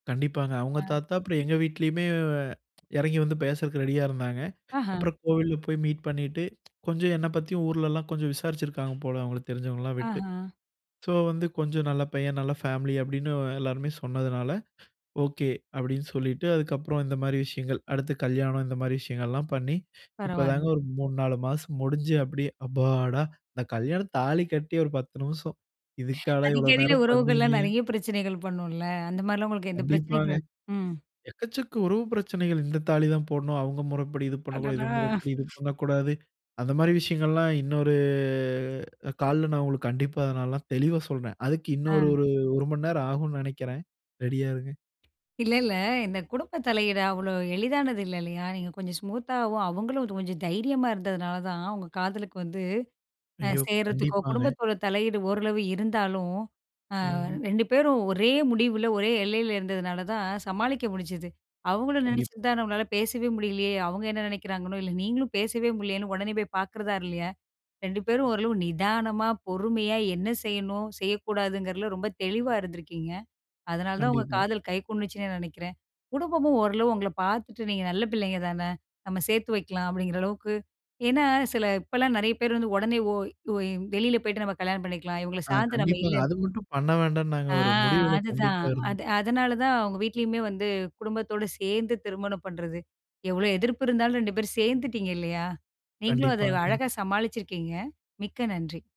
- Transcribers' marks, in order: tapping; in English: "மீட்"; in English: "ஸோ"; in English: "ஃபேம்லி"; other noise; other background noise; drawn out: "இன்னொரு"; in English: "ஸ்மூத்தாவும்"; "கூடுச்சுன்னு" said as "குன்னுச்சுன்னு"; background speech; drawn out: "ஆ"; laughing while speaking: "கண்டிப்பாங்க"
- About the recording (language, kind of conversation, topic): Tamil, podcast, காதல் விஷயத்தில் குடும்பம் தலையிடும்போது நீங்கள் என்ன நினைக்கிறீர்கள்?